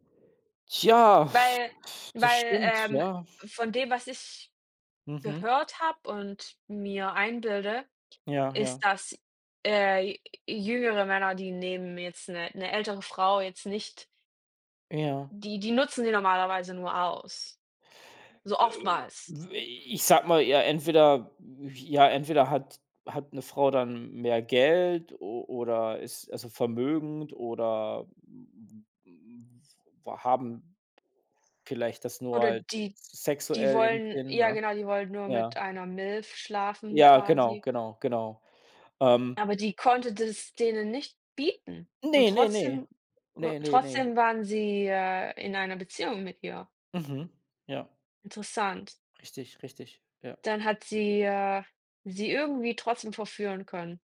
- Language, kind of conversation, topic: German, unstructured, Wie hat sich euer Verständnis von Vertrauen im Laufe eurer Beziehung entwickelt?
- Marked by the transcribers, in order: tapping; unintelligible speech